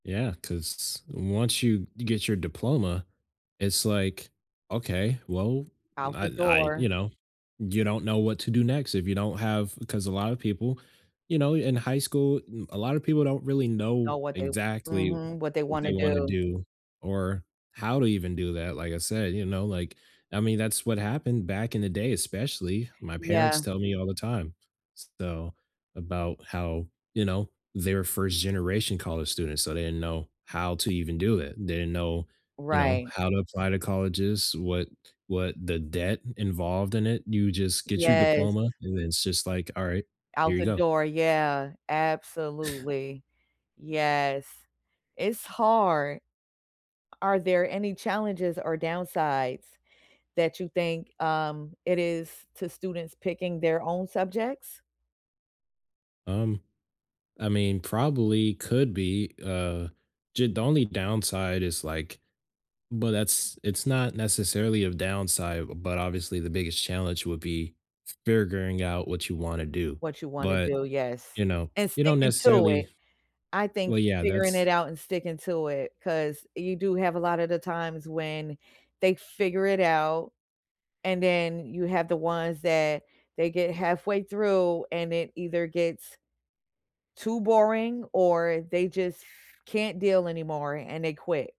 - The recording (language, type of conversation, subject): English, unstructured, Should students have more say in what they learn?
- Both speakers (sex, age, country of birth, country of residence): female, 40-44, United States, United States; male, 20-24, United States, United States
- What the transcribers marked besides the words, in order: other background noise; tapping